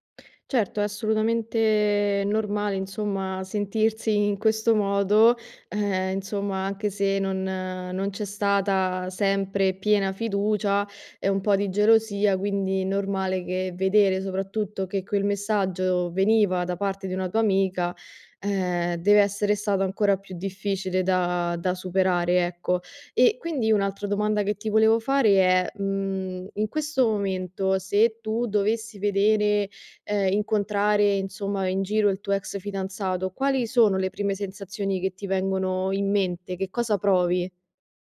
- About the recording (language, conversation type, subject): Italian, advice, Dovrei restare amico del mio ex?
- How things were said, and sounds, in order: none